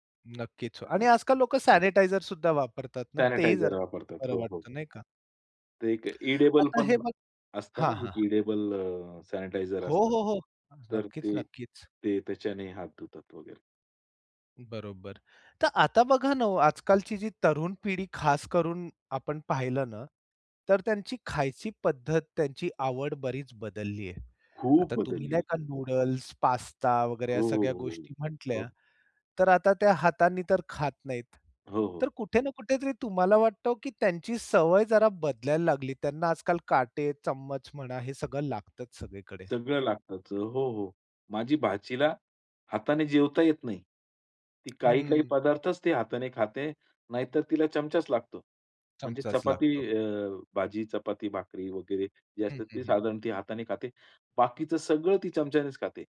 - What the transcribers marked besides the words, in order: other background noise; tapping
- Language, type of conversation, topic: Marathi, podcast, आमच्या घरात हाताने खाण्याबाबत काही ठराविक नियम आहेत का?